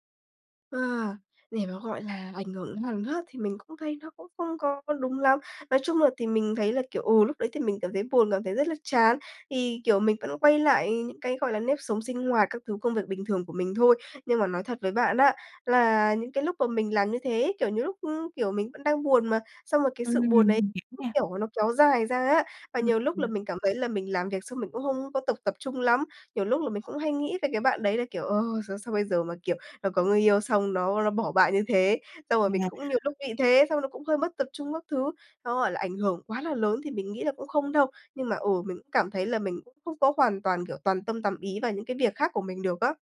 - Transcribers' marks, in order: unintelligible speech
- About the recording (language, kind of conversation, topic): Vietnamese, advice, Làm sao để xử lý khi tình cảm bạn bè không được đáp lại tương xứng?